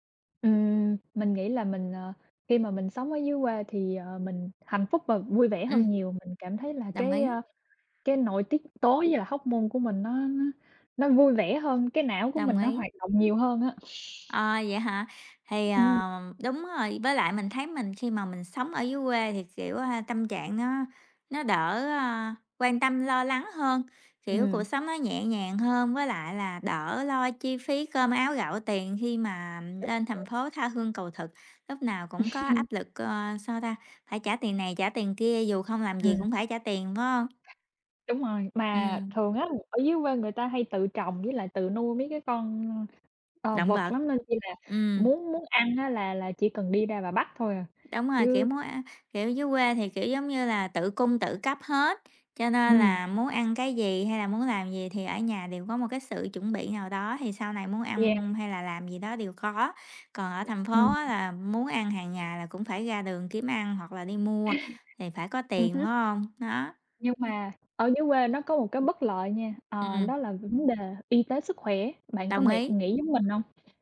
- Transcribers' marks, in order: tapping; in English: "hormone"; other background noise; laugh; laugh
- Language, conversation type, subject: Vietnamese, unstructured, Bạn thích sống ở thành phố lớn hay ở thị trấn nhỏ hơn?